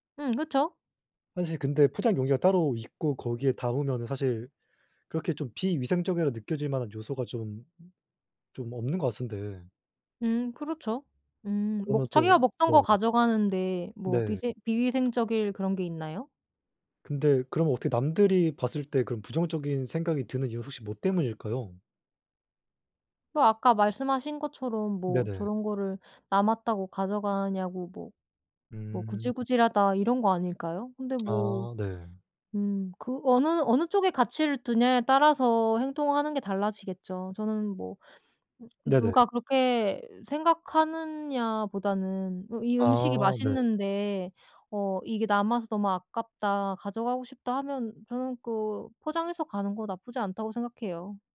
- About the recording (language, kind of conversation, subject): Korean, unstructured, 식당에서 남긴 음식을 가져가는 게 왜 논란이 될까?
- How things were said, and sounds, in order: other background noise